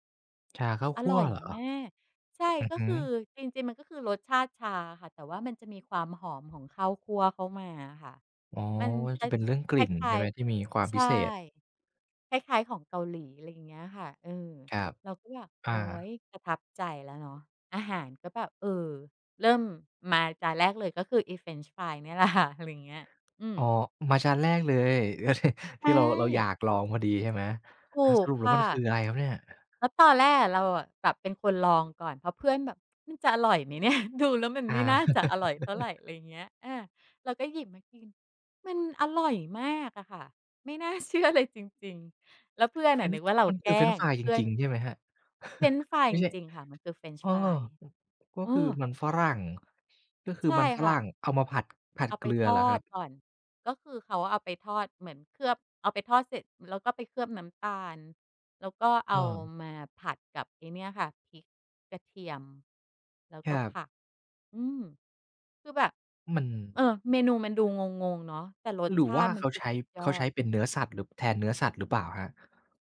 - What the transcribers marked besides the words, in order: other background noise; laughing while speaking: "ค่ะ"; chuckle; tapping; tsk; laughing while speaking: "เนี่ย ?"; laugh; laughing while speaking: "เชื่อเลย"; chuckle
- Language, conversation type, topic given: Thai, podcast, คุณเคยหลงทางแล้วบังเอิญเจอร้านอาหารอร่อย ๆ ไหม?